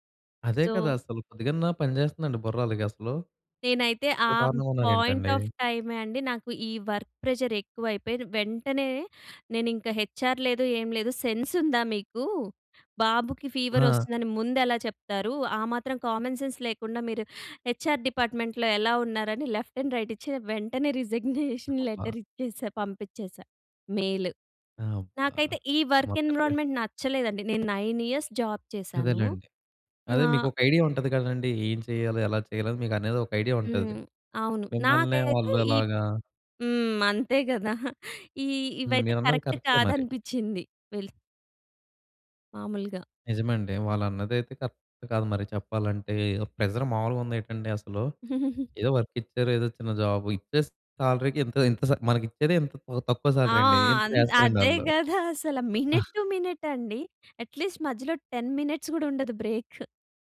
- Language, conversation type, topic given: Telugu, podcast, ఒక ఉద్యోగం విడిచి వెళ్లాల్సిన సమయం వచ్చిందని మీరు గుర్తించడానికి సహాయపడే సంకేతాలు ఏమేమి?
- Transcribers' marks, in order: in English: "సో"; other background noise; in English: "పాయింట్ ఆఫ్"; in English: "వర్క్ ప్రెజర్"; in English: "హెచార్"; in English: "సెన్స్"; in English: "ఫీవర్"; in English: "కామన్ సెన్స్"; in English: "హెచ్ఎర్ డిపార్ట్మెంట్లో"; in English: "లెఫ్ట్ అండ్ రైట్"; chuckle; in English: "రిజిగ్నేషన్ లెటర్"; in English: "మెయిల్"; in English: "వర్క్ ఎన్విరాన్మెంట్"; in English: "నైన్ ఇయర్స్ జాబ్"; in English: "ఐడియా"; in English: "కరెక్ట్"; in English: "ప్రెజర్"; giggle; in English: "వర్క్"; in English: "జాబ్"; in English: "సాలరీ‌కి"; in English: "మినట్ టు మినట్"; chuckle; in English: "అట్లీస్ట్"; in English: "టెన్ మినిట్స్"